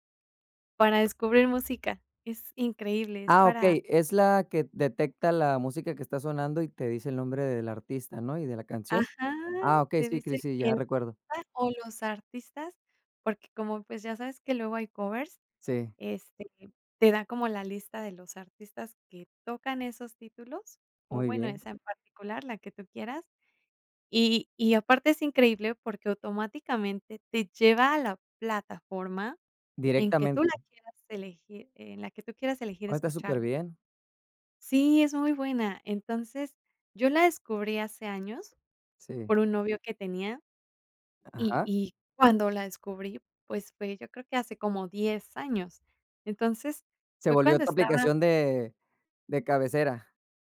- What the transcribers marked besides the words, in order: none
- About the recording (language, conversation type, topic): Spanish, podcast, ¿Cómo descubres música nueva hoy en día?